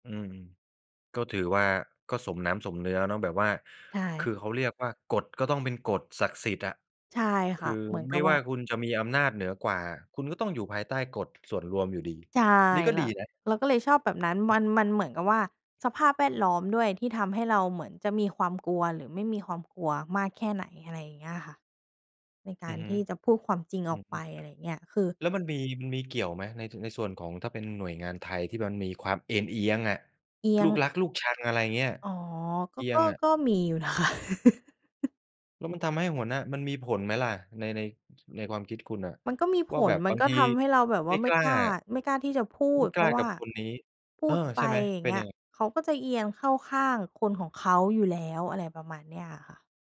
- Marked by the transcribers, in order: tapping; laughing while speaking: "คะ"; laugh; other noise
- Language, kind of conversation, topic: Thai, podcast, คุณจัดการกับความกลัวเมื่อต้องพูดความจริงอย่างไร?